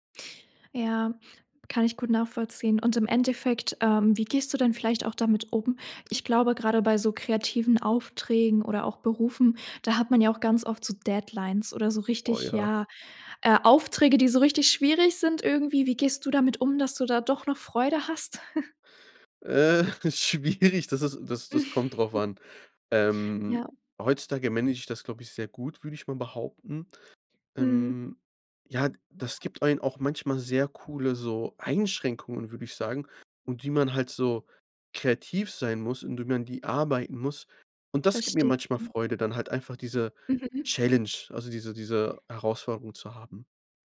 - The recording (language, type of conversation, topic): German, podcast, Wie bewahrst du dir langfristig die Freude am kreativen Schaffen?
- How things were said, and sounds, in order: chuckle; laughing while speaking: "Äh, schwierig, das ist"; laugh; other background noise